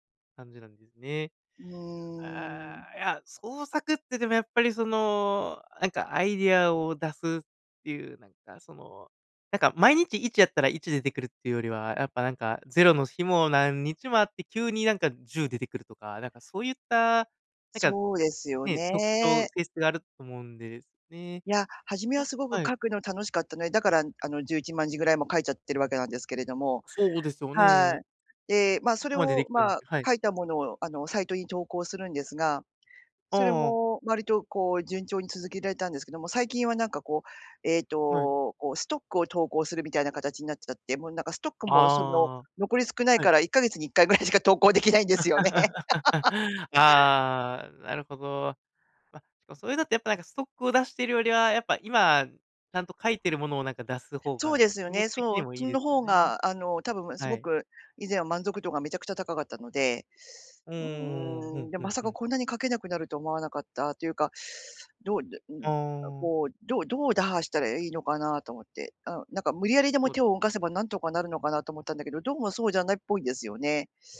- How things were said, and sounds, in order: drawn out: "うーん"; laughing while speaking: "ぐらいしか投稿出来ないんですよね"; laugh
- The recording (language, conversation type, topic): Japanese, advice, 毎日短時間でも創作を続けられないのはなぜですか？